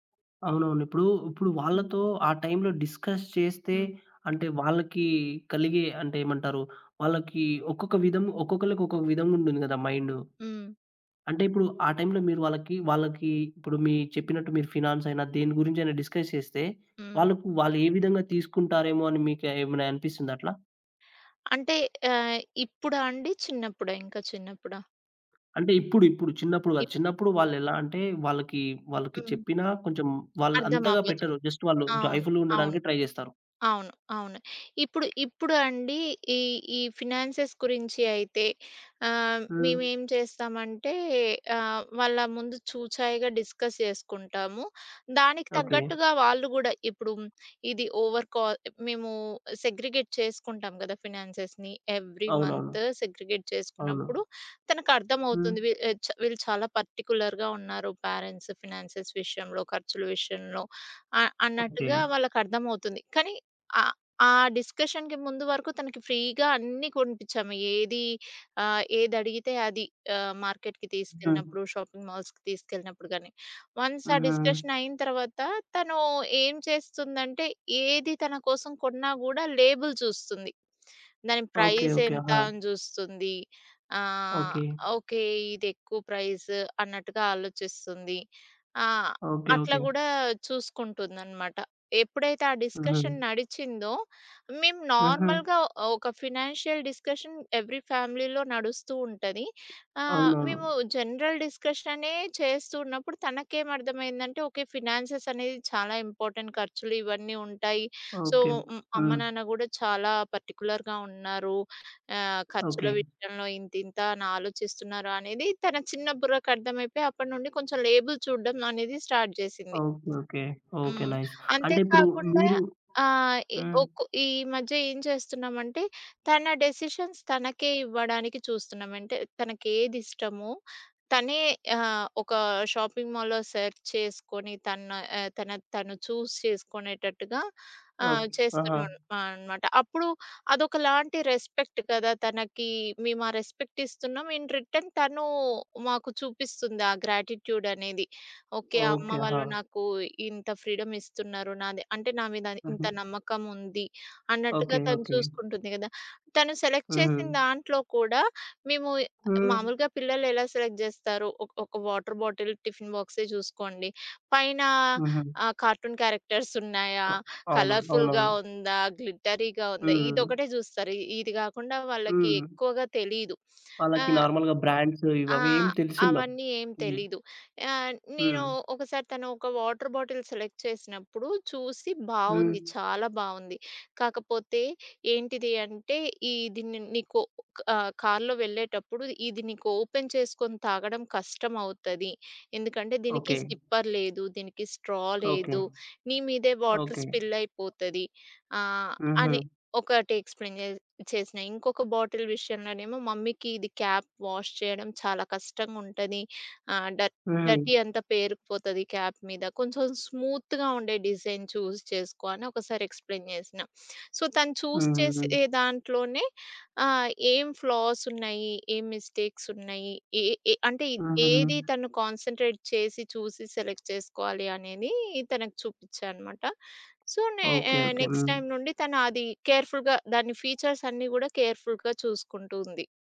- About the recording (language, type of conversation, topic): Telugu, podcast, మీ ఇంట్లో పిల్లల పట్ల ప్రేమాభిమానాన్ని ఎలా చూపించేవారు?
- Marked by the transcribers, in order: in English: "డిస్కస్"; in English: "డిస్కస్"; tapping; in English: "జస్ట్"; in English: "జాయ్‌ఫుల్‌గా"; in English: "ట్రై"; in English: "ఫినాన్సెస్"; in English: "డిస్కస్"; in English: "ఓవర్ కాల్"; in English: "సెగ్రిగేట్"; in English: "ఫినాన్సెస్‌ని. ఎవ్రీ మంత్ సెగ్రిగేట్"; in English: "పర్టిక్యులర్‌గా"; in English: "పేరెంట్స్ ఫైనాన్సెస్"; in English: "డిస్కషన్‌కి"; in English: "ఫ్రీగా"; in English: "మార్కెట్‌కి"; in English: "షాపింగ్ మాల్స్‌కి"; in English: "వన్స్"; in English: "డిస్కషన్"; in English: "లేబుల్"; in English: "ప్రైస్"; in English: "ప్రైస్"; in English: "డిస్కషన్"; in English: "నార్మల్‌గా"; in English: "ఫినాన్షియల్ డిస్కషన్ ఎవ్రీ ఫ్యామిలీలో"; in English: "జనరల్ డిస్కషన్"; other background noise; in English: "ఫినాన్సెస్"; in English: "ఇంపార్టెంట్"; in English: "సో"; in English: "పర్టిక్యులర్‌గా"; in English: "లేబుల్"; in English: "స్టార్ట్"; in English: "నైస్"; in English: "డెసిషన్స్"; in English: "షాపింగ్ మాల్‌లో సెర్చ్"; in English: "చూజ్"; in English: "రెస్పెక్ట్"; in English: "రెస్పెక్ట్"; in English: "ఇన్ రిటర్న్"; in English: "గ్రాటిట్యూడ్"; in English: "ఫ్రీడమ్"; in English: "సెలెక్ట్"; in English: "సెలెక్ట్"; in English: "వాటర్ బాటిల్"; in English: "కార్టూన్ క్యారెక్టర్స్"; in English: "కలర్‌ఫుల్‌గా"; in English: "గ్లిట్టరీగా"; sniff; in English: "నార్మల్‌గా బ్రాండ్స్"; in English: "వాటర్ బాటిల్ సెలెక్ట్"; in English: "ఓపెన్"; in English: "సిప్పర్"; in English: "స్ట్రా"; in English: "వాటర్ స్పిల్"; in English: "ఎక్స్‌ప్లెయిన్"; in English: "బాటిల్"; in English: "మమ్మీకి"; in English: "క్యాప్ వాష్"; in English: "డ డర్టీ"; in English: "క్యాప్"; in English: "స్మూత్‌గా"; in English: "డిజైన్ చూజ్"; in English: "ఎక్స్‌ప్లెయిన్"; in English: "సో"; in English: "చూజ్"; in English: "కాన్సన్‌ట్రేట్"; in English: "సెలెక్ట్"; in English: "సో"; in English: "నెక్స్ట్ టైమ్"; in English: "కేర్‌ఫుల్‌గా"; in English: "ఫీచర్స్"; in English: "కేర్‌ఫుల్‌గా"